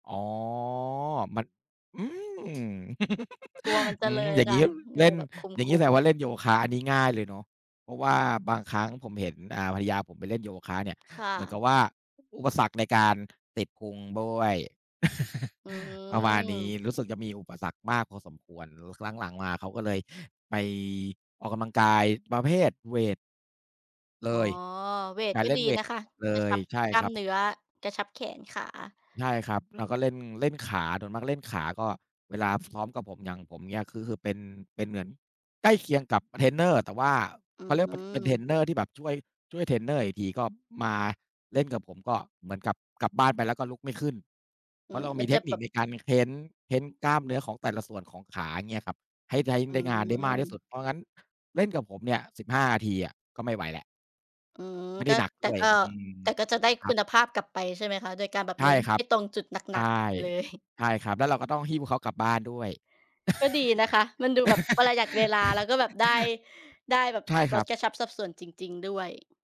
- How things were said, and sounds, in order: tapping; chuckle; "ด้วย" said as "บ้วย"; chuckle; laughing while speaking: "เลย"; other background noise; "ประหยัด" said as "ปอระหยัด"; laugh
- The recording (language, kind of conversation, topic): Thai, unstructured, ระหว่างการออกกำลังกายในยิมกับการวิ่งในสวนสาธารณะ คุณจะเลือกแบบไหน?